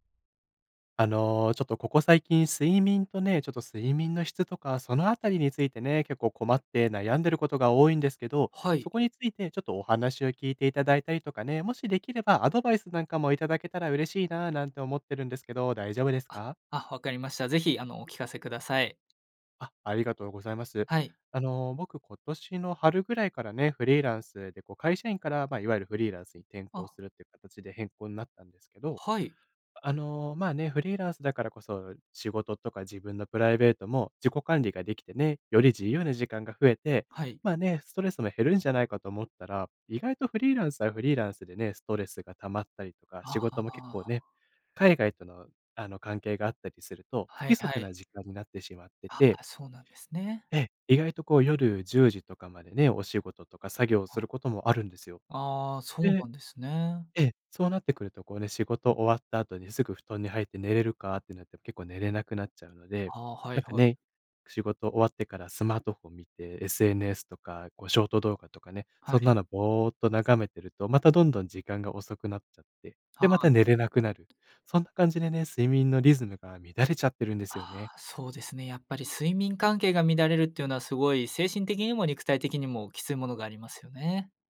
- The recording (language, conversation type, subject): Japanese, advice, 夜に寝つけず睡眠リズムが乱れているのですが、どうすれば整えられますか？
- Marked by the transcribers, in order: unintelligible speech